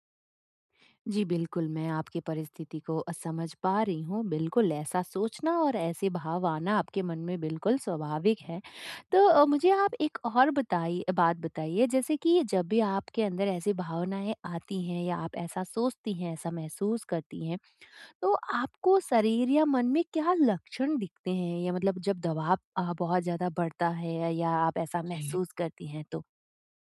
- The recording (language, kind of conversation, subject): Hindi, advice, सफलता के दबाव से निपटना
- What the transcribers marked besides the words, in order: none